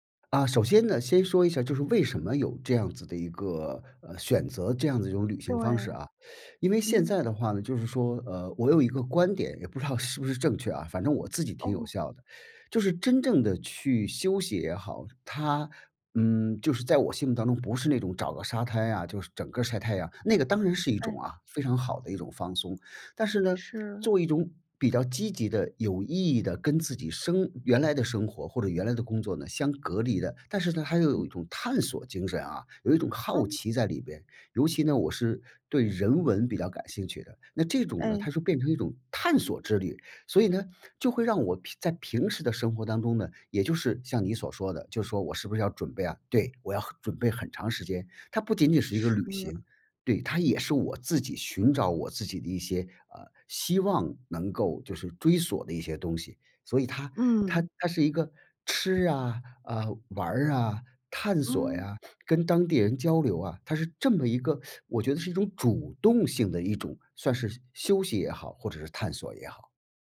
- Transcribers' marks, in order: other noise
- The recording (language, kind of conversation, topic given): Chinese, podcast, 你如何在旅行中发现新的视角？